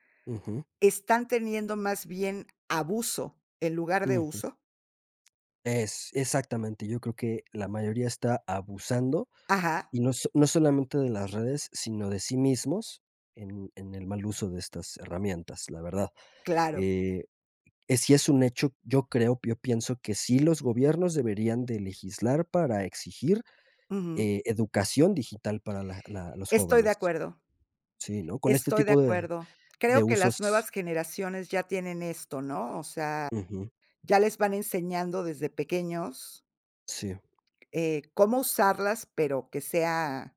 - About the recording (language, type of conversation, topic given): Spanish, podcast, ¿Qué opinas de las redes sociales en la vida cotidiana?
- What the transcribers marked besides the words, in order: other background noise